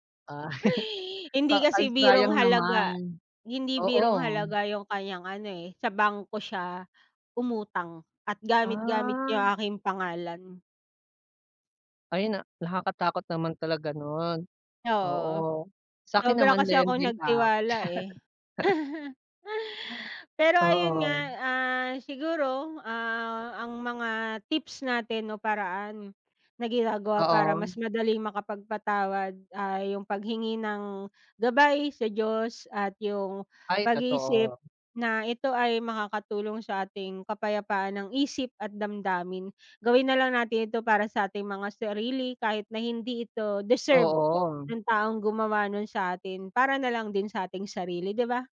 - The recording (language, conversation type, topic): Filipino, unstructured, Paano ka natutong magpatawad sa kapwa mo?
- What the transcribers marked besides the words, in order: chuckle; chuckle; laugh